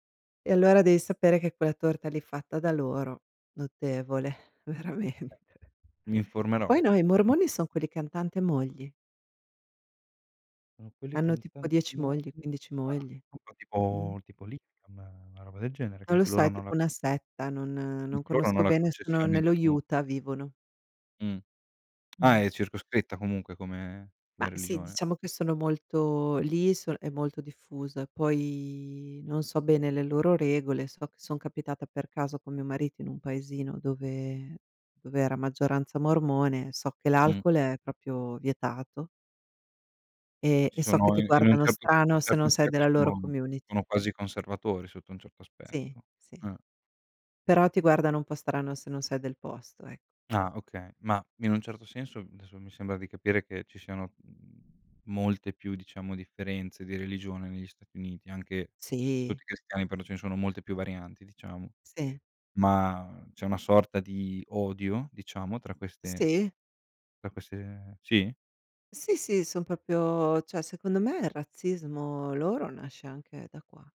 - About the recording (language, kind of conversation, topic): Italian, unstructured, In che modo la religione può unire o dividere le persone?
- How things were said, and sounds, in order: laughing while speaking: "veramente"; tapping; unintelligible speech; "proprio" said as "propio"; in English: "community"; other background noise; "proprio" said as "popio"; "cioè" said as "ceh"